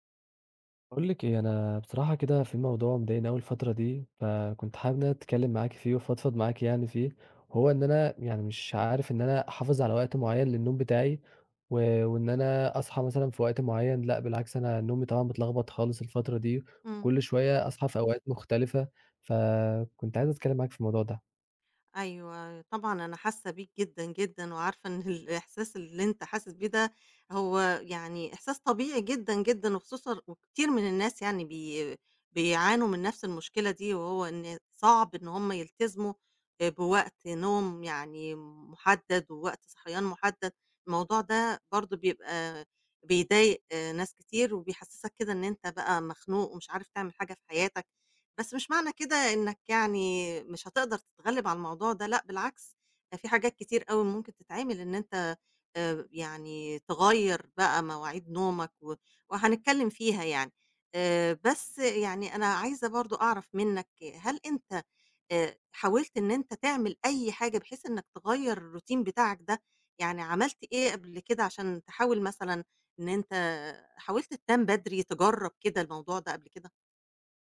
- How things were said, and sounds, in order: laughing while speaking: "إن الإحساس"; in English: "الroutine"
- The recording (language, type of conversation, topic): Arabic, advice, إزاي أقدر ألتزم بميعاد نوم وصحيان ثابت؟